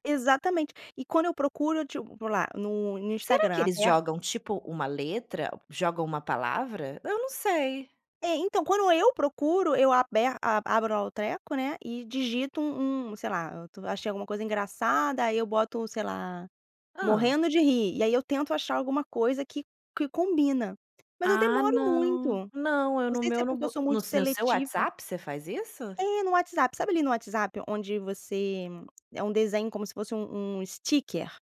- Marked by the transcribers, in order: tapping; in English: "sticker"
- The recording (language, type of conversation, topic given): Portuguese, podcast, Que papel os memes têm nas suas conversas digitais?